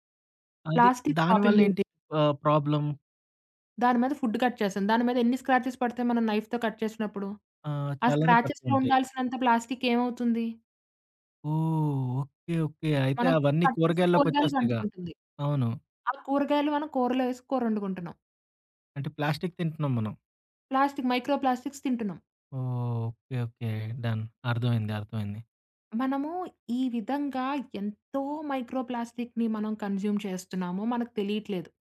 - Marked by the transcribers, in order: in English: "చాపింగ్"; in English: "ప్రాబ్లమ్?"; in English: "ఫుడ్ కట్"; in English: "స్క్రాచెస్"; in English: "నైఫ్‌తో కట్"; in English: "స్క్రాచెస్‌లో"; in English: "కట్"; in English: "మైక్రోప్లాస్టిక్స్"; in English: "డన్"; in English: "మైక్రోప్లాస్టిక్‌ని"; in English: "కన్స్యూమ్"
- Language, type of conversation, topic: Telugu, podcast, పర్యావరణ రక్షణలో సాధారణ వ్యక్తి ఏమేం చేయాలి?